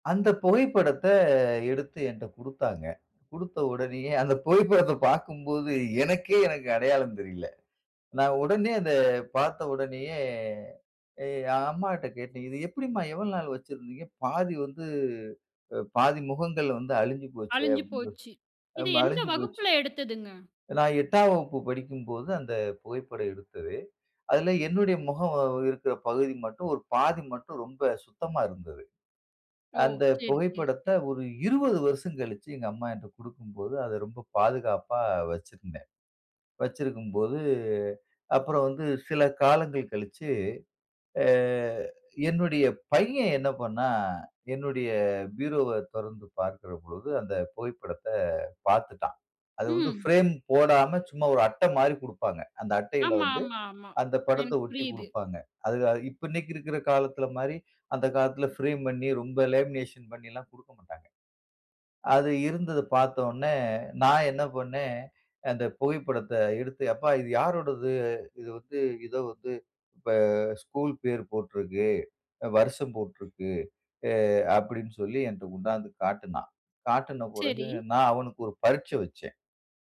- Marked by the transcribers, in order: laughing while speaking: "அந்த புகைப்படத்த பாக்கும்போது, எனக்கே எனக்கு அடையாளம் தெரியல"; in English: "ஃபிரேம்"; in English: "ஃபிரேம்"; in English: "லேமினேஷன்"
- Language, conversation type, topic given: Tamil, podcast, ஒரு பழைய புகைப்படம் பற்றிப் பேச முடியுமா?